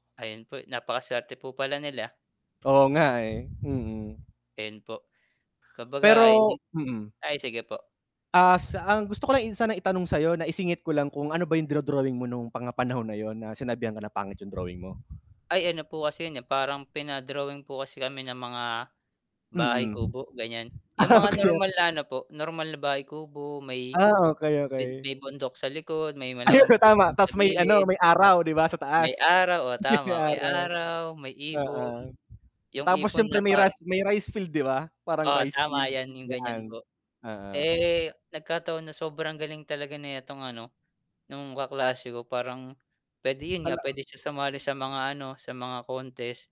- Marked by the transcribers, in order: wind; static; laughing while speaking: "Ah, okey okey"; laughing while speaking: "Ayun"; distorted speech; chuckle
- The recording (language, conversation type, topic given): Filipino, unstructured, Ano ang pinakamasakit na sinabi ng iba tungkol sa iyo?